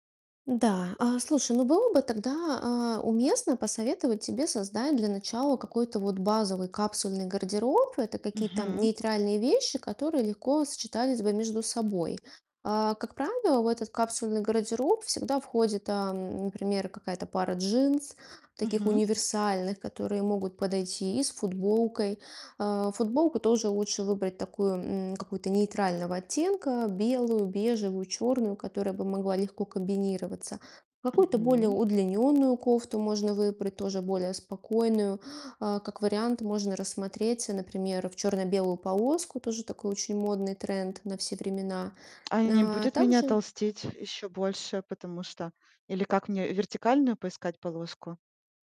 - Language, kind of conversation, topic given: Russian, advice, Как мне подобрать одежду, которая подходит моему стилю и телосложению?
- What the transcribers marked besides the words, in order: distorted speech; tapping